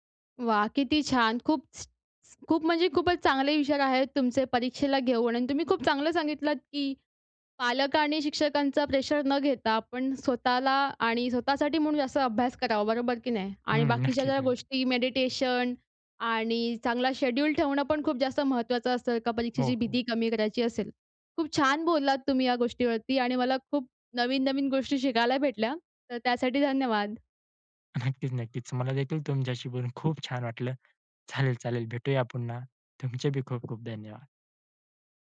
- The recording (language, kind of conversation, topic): Marathi, podcast, परीक्षेची भीती कमी करण्यासाठी तुम्ही काय करता?
- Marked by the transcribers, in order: other background noise